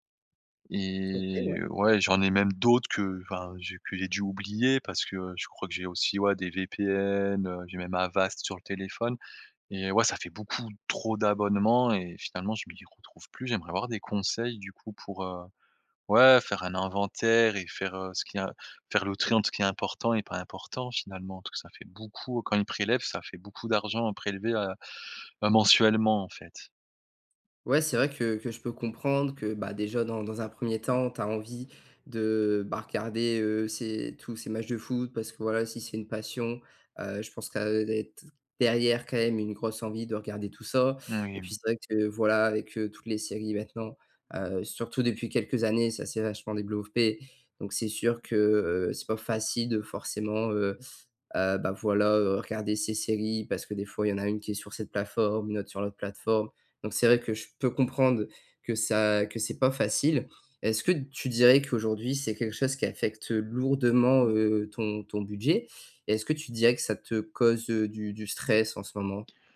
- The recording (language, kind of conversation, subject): French, advice, Comment peux-tu reprendre le contrôle sur tes abonnements et ces petites dépenses que tu oublies ?
- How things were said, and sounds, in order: drawn out: "Et"; tapping